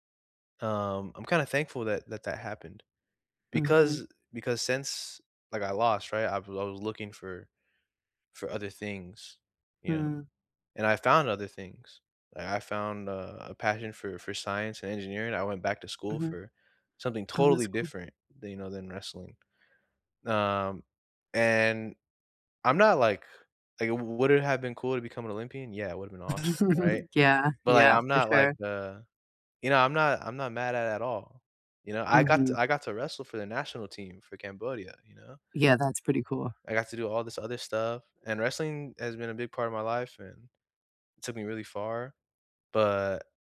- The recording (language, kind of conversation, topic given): English, unstructured, What stops people from chasing their dreams?
- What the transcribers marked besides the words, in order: other noise; chuckle